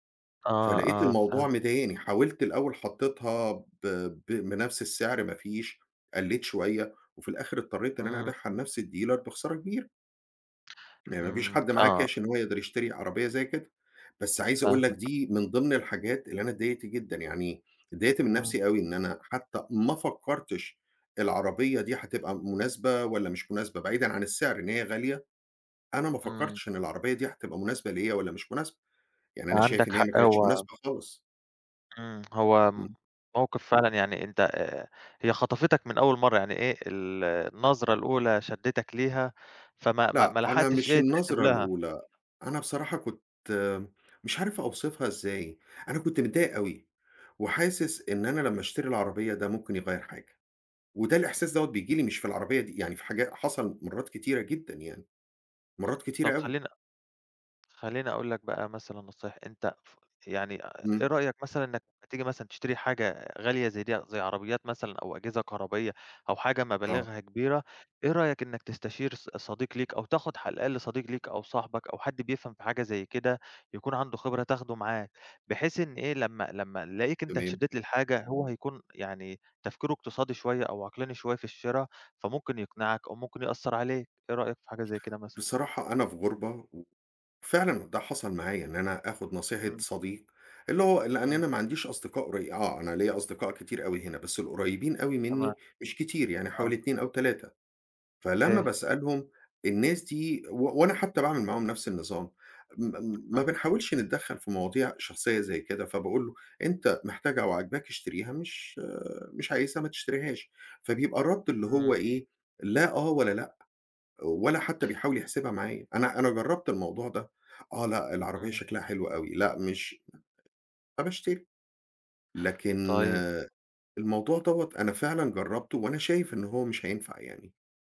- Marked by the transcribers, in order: in English: "الdealer"; other background noise; tapping; unintelligible speech
- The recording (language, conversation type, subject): Arabic, advice, إزاي أقدر أقاوم الشراء العاطفي لما أكون متوتر أو زهقان؟